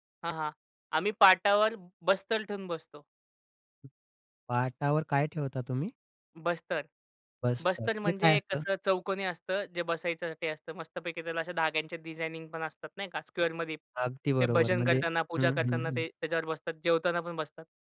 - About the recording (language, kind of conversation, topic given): Marathi, podcast, तुमच्या घरात सगळे जण एकत्र येऊन जेवण कसे करतात?
- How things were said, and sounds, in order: tapping; other background noise; in English: "स्क्वेअरमध्ये"